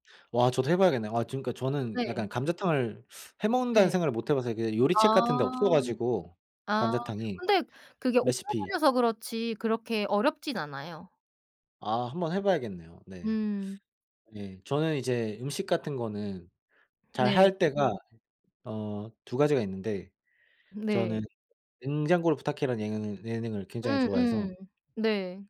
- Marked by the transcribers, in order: teeth sucking; wind
- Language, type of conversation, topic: Korean, unstructured, 가족과 함께 먹었던 음식 중에서 가장 기억에 남는 요리는 무엇인가요?